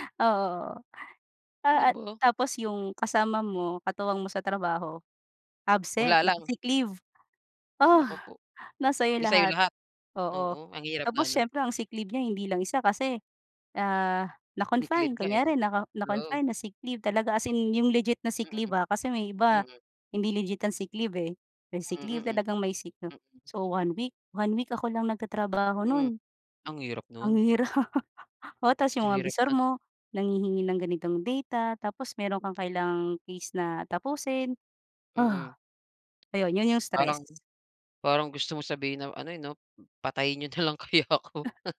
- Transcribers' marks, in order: laughing while speaking: "Ang hirap"; laughing while speaking: "patayin niyo nalang kaya ako"
- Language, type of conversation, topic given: Filipino, unstructured, Paano mo hinaharap ang stress sa trabaho?